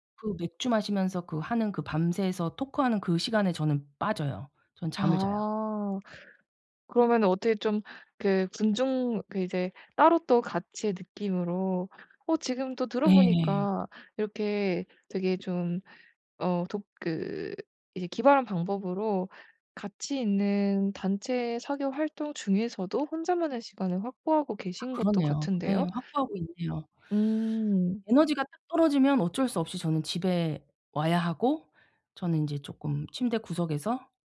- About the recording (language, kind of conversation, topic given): Korean, advice, 사교 활동과 혼자 있는 시간의 균형을 죄책감 없이 어떻게 찾을 수 있을까요?
- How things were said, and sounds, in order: other background noise; tapping